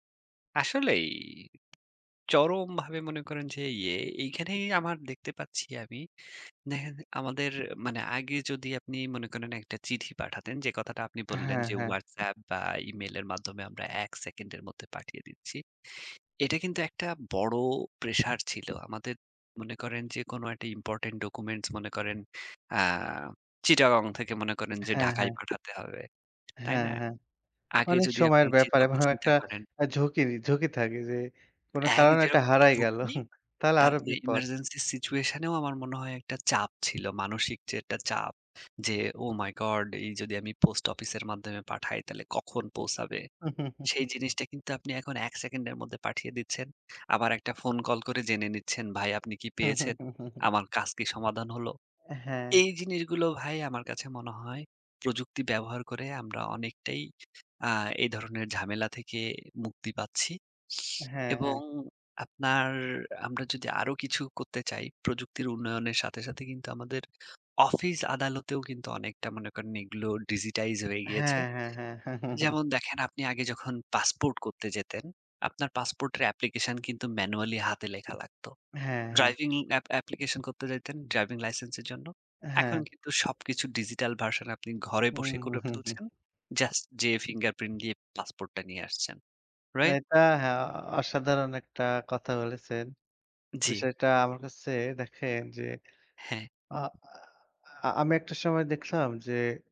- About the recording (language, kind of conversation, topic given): Bengali, unstructured, আপনার কি মনে হয় প্রযুক্তি আমাদের জীবনকে সহজ করেছে?
- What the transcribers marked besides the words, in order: tapping; in English: "Important documents"; chuckle; in English: "emergency situation"; chuckle; chuckle; sniff; in English: "digitize"; chuckle; in English: "application"; in English: "manually"; in English: "driving app application"; in English: "digital version"; chuckle; in English: "fingerprint"